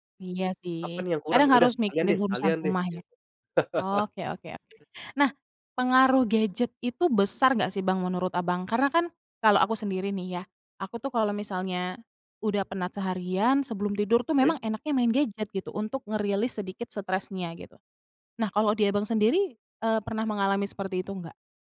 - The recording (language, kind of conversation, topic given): Indonesian, podcast, Bagaimana caramu tetap tidur nyenyak saat pikiran terasa ramai?
- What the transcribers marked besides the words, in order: laugh; other background noise